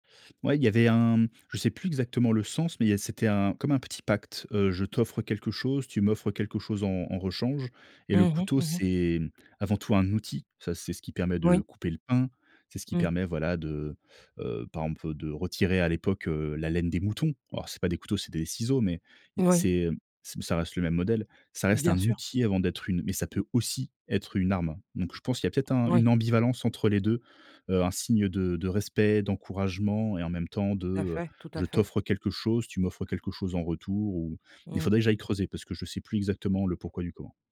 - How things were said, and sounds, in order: other background noise; stressed: "aussi"
- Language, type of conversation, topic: French, podcast, Comment trouver l’équilibre entre les loisirs et les obligations quotidiennes ?